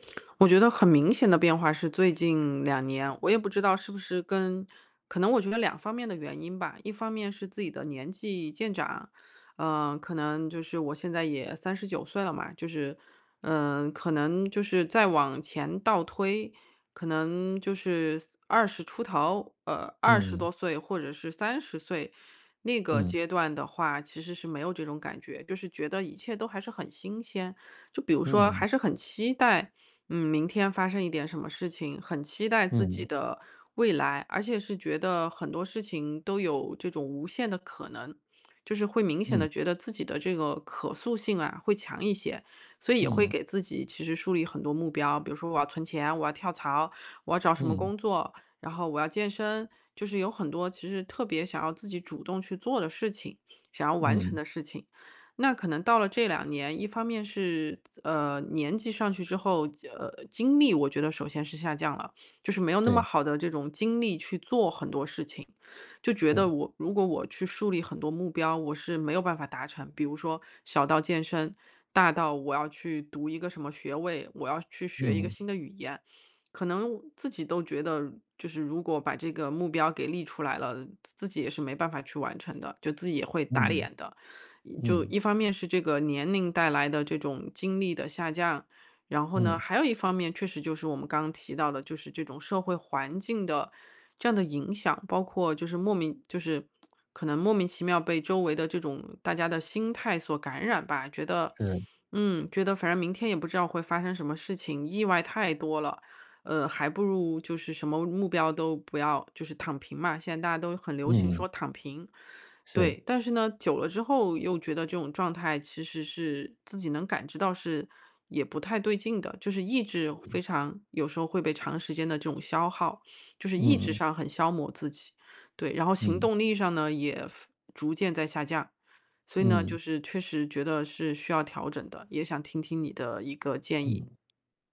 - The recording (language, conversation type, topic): Chinese, advice, 我该如何确定一个既有意义又符合我的核心价值观的目标？
- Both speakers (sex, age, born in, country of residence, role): female, 40-44, China, United States, user; male, 35-39, China, Poland, advisor
- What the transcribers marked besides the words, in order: lip smack; other background noise